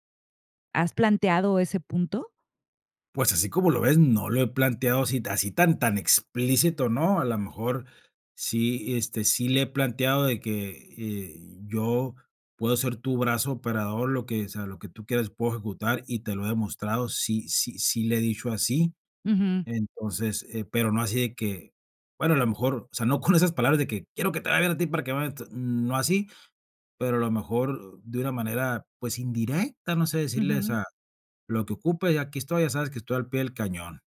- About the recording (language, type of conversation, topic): Spanish, advice, ¿Cómo puedo pedir un aumento o una promoción en el trabajo?
- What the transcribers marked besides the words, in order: unintelligible speech